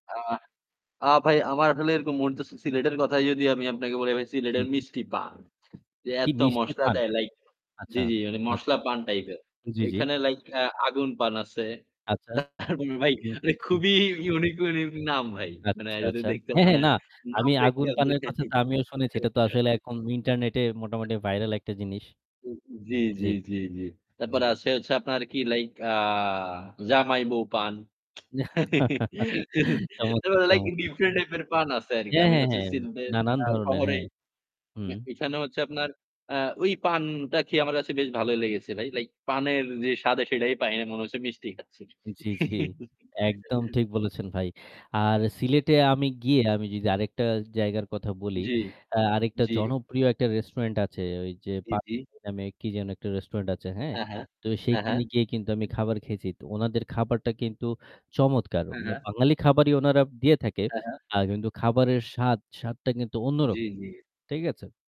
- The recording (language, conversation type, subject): Bengali, unstructured, সুস্বাদু খাবার খেতে গেলে আপনার কোন সুখস্মৃতি মনে পড়ে?
- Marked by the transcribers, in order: static; other background noise; laughing while speaking: "তারপরে"; distorted speech; chuckle; unintelligible speech; chuckle; chuckle